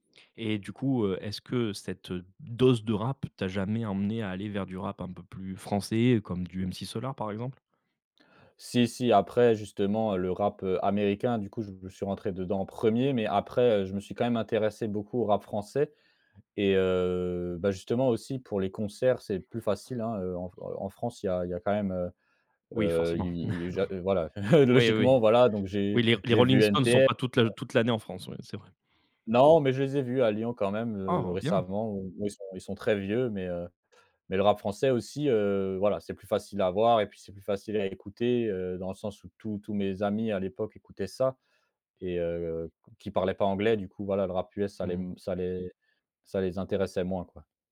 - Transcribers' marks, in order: stressed: "dose"; drawn out: "heu"; chuckle; other background noise; surprised: "Oh"
- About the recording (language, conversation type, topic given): French, podcast, Comment la musique a-t-elle marqué ton identité ?